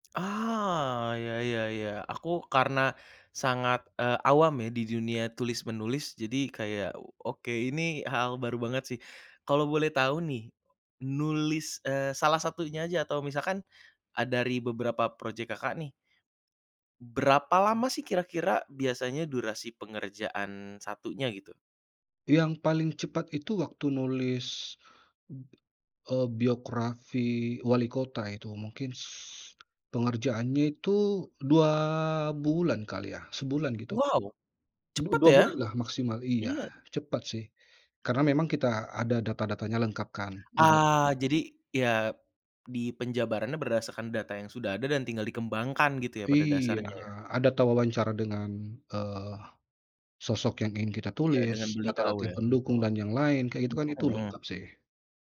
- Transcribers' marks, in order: "biografi" said as "biokrafi"; tapping; other background noise
- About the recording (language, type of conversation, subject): Indonesian, podcast, Pernahkah kamu mengalami kebuntuan kreatif, dan bagaimana cara mengatasinya?
- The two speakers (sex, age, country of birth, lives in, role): male, 25-29, Indonesia, Indonesia, host; male, 35-39, Indonesia, Indonesia, guest